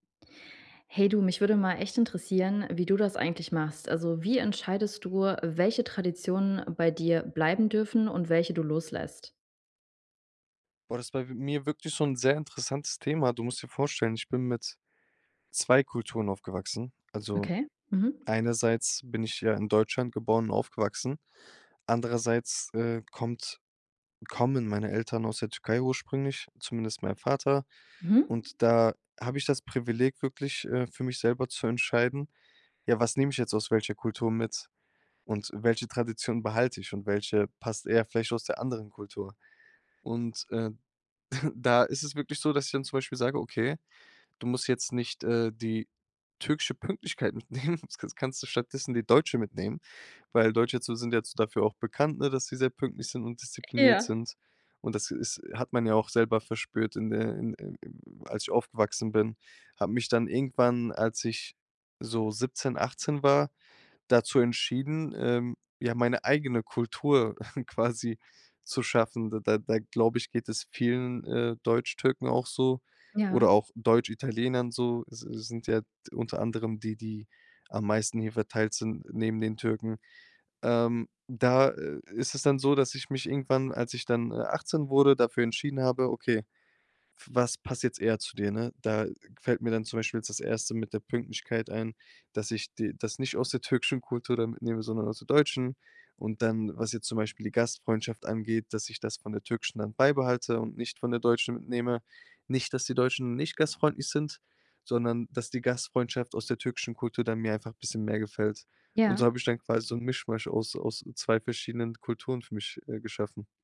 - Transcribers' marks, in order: chuckle; laughing while speaking: "mitnehmen"; chuckle; stressed: "beibehalte"
- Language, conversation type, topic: German, podcast, Wie entscheidest du, welche Traditionen du beibehältst und welche du aufgibst?